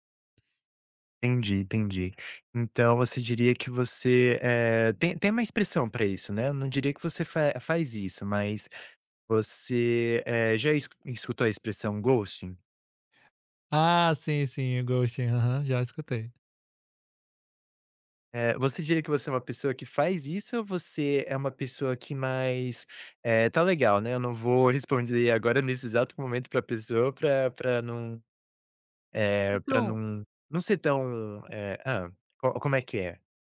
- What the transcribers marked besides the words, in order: in English: "ghosting?"; in English: "ghosting"
- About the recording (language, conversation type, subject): Portuguese, podcast, Como o celular e as redes sociais afetam suas amizades?